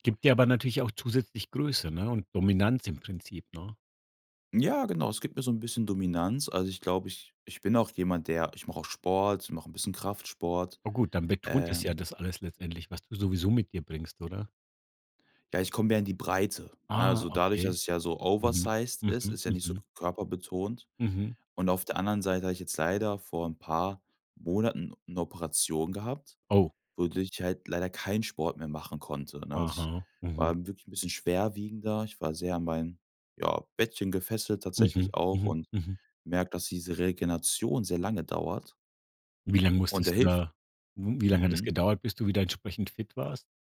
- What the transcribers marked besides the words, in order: "Regeneration" said as "Regenation"
- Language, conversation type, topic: German, podcast, Hast du ein Lieblingsoutfit, das dir sofort einen Selbstbewusstseins-Boost gibt?